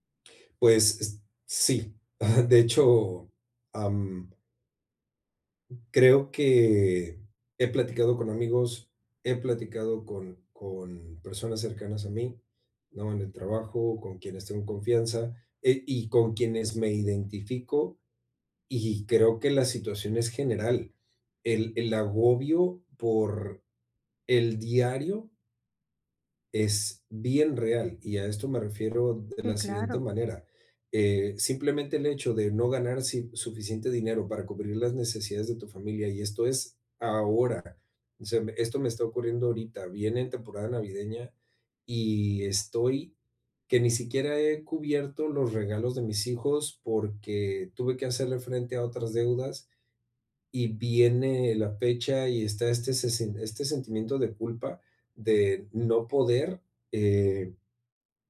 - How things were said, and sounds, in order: none
- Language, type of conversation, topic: Spanish, advice, ¿Cómo puedo pedir apoyo emocional sin sentirme débil?